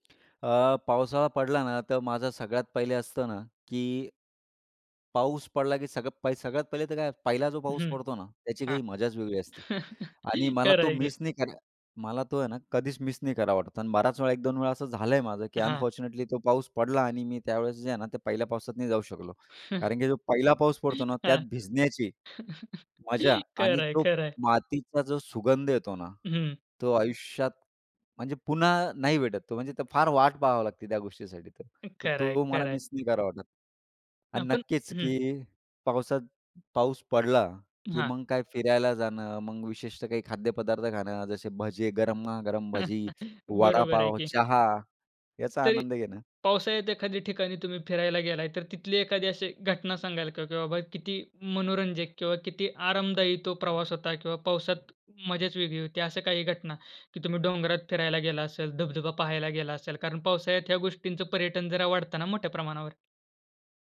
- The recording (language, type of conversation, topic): Marathi, podcast, पावसात बाहेर फिरताना काय मजा येते?
- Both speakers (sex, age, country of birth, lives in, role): male, 20-24, India, India, host; male, 35-39, India, India, guest
- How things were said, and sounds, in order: chuckle; in English: "मिस"; in English: "मिस"; in English: "अनफॉर्च्युनेटली"; chuckle; joyful: "पहिला पाऊस पडतो ना, त्यात … सुगंध येतो ना"; other noise; in English: "मिस"; chuckle